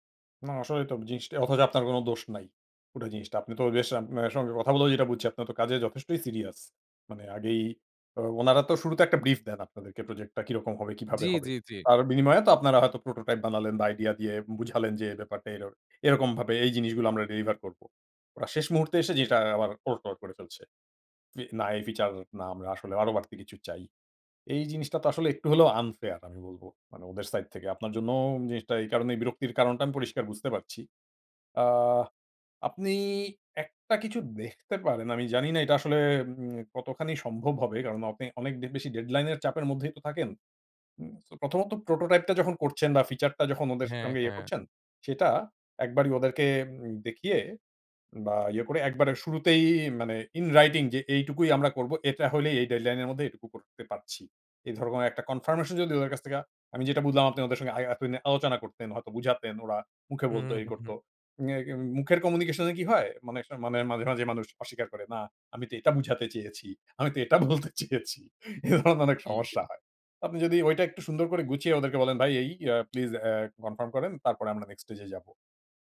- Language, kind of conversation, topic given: Bengali, advice, ডেডলাইন চাপের মধ্যে নতুন চিন্তা বের করা এত কঠিন কেন?
- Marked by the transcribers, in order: in English: "brief"; in English: "prototype"; in English: "unfair"; in English: "deadline"; in English: "prototype"; in English: "in writing"; in English: "deadline"; in English: "confirmation"; "থেকে" said as "থেকা"; laughing while speaking: "চেয়েছি, আমি তো এটা বলতে চেয়েছি। এ ধরনের অনেক সমস্যা হয়"; in English: "next stage"